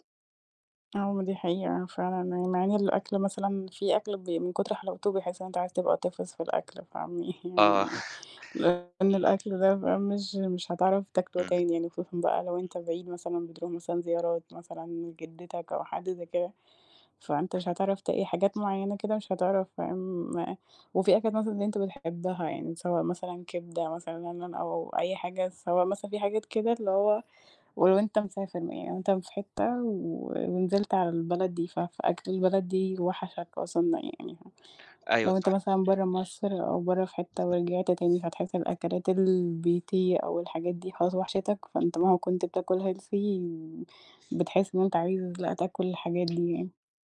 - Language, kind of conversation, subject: Arabic, unstructured, هل إنت مؤمن إن الأكل ممكن يقرّب الناس من بعض؟
- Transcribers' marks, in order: laughing while speaking: "فاهمني؟"; tapping; background speech; unintelligible speech; in English: "healthy"